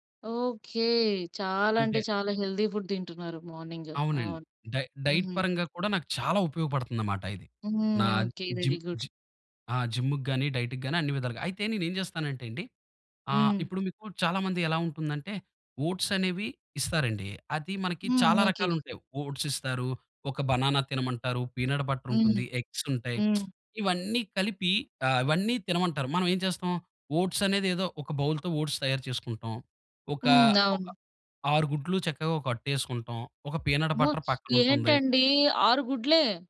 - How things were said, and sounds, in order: in English: "హెల్తీ ఫుడ్"; in English: "మార్నింగ్"; in English: "డై డైట్"; in English: "జిమ్ జిమ్"; in English: "వెరీ గుడ్!"; in English: "డైట్‌కి"; in English: "ఓట్స్"; in English: "పీనట్ బటర్"; in English: "ఎగ్స్"; lip smack; other background noise; in English: "బౌల్‌తో ఓట్స్"; in English: "పీనట్ బటర్"
- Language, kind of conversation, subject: Telugu, podcast, కొత్త వంటకాలు నేర్చుకోవడం ఎలా మొదలుపెడతారు?